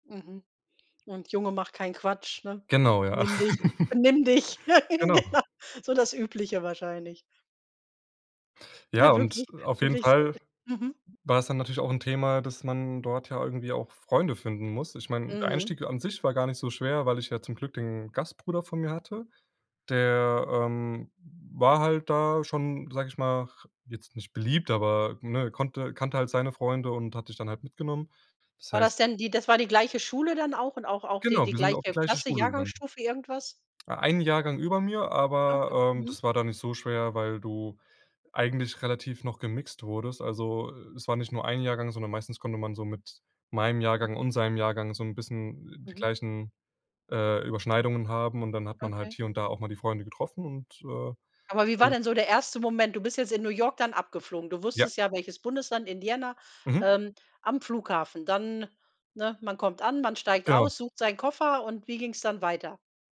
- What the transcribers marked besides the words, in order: laugh; other background noise; laugh; laughing while speaking: "Genau"; chuckle
- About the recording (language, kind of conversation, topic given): German, podcast, Wie hast du Freundschaften mit Einheimischen geschlossen?